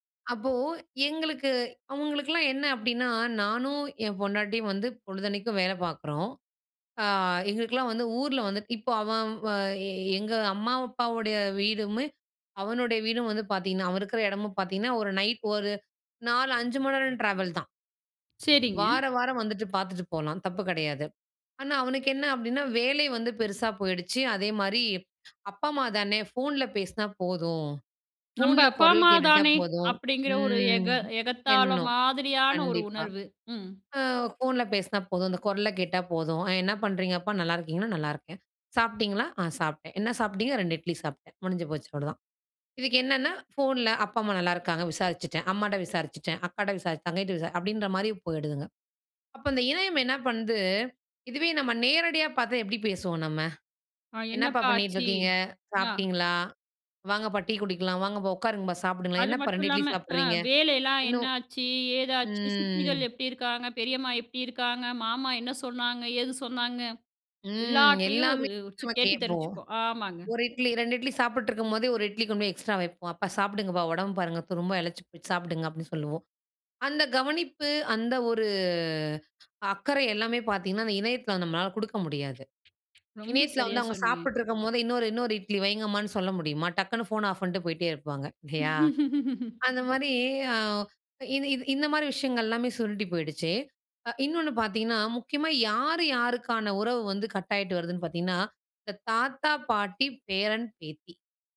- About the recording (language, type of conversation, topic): Tamil, podcast, இணையமும் சமூக ஊடகங்களும் குடும்ப உறவுகளில் தலைமுறைகளுக்கிடையேயான தூரத்தை எப்படிக் குறைத்தன?
- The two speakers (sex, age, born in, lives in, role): female, 35-39, India, India, guest; female, 35-39, India, India, host
- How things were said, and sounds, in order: drawn out: "ம்"; in English: "எக்ஸ்ட்ரா"; drawn out: "ஒரு"; laugh; laughing while speaking: "இல்லையா?"